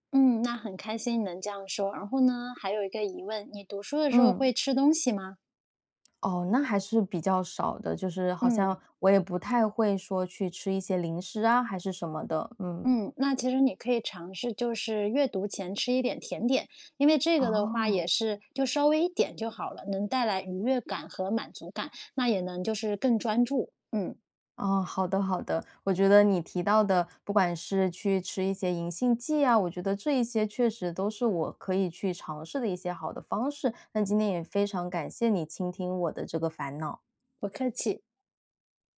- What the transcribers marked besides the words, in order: none
- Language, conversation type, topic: Chinese, advice, 读书时总是注意力分散，怎样才能专心读书？